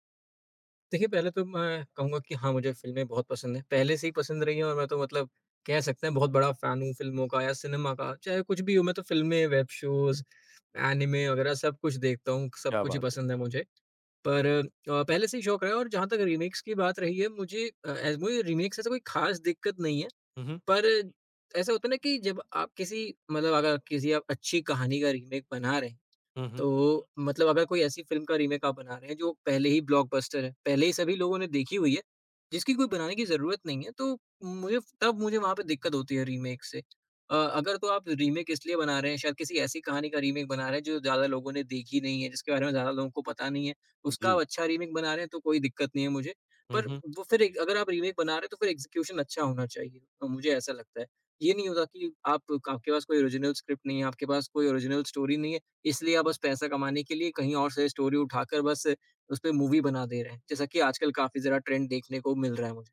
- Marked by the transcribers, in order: tapping; in English: "फ़ैन"; in English: "वेब शोज़"; in English: "रीमेक्स"; in English: "रीमेक"; in English: "रीमेक"; in English: "रीमेक"; in English: "ब्लॉकबस्टर"; in English: "रीमेक"; in English: "रीमेक"; in English: "रीमेक"; in English: "रीमेक"; in English: "रीमेक"; in English: "एग्ज़िक्यूशन"; in English: "ओरिजिनल स्क्रिप्ट"; in English: "ओरिजिनल स्टोरी"; in English: "स्टोरी"; in English: "मूवी"; other background noise; in English: "ट्रेंड"
- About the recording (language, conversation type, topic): Hindi, podcast, क्या रीमेक मूल कृति से बेहतर हो सकते हैं?